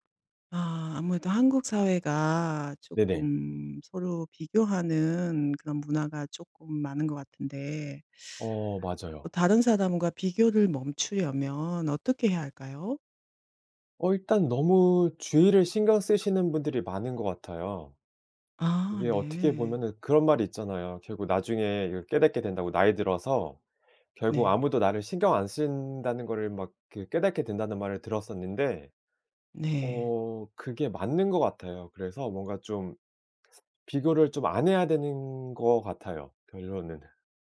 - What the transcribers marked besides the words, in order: other background noise
- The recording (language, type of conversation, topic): Korean, podcast, 다른 사람과의 비교를 멈추려면 어떻게 해야 할까요?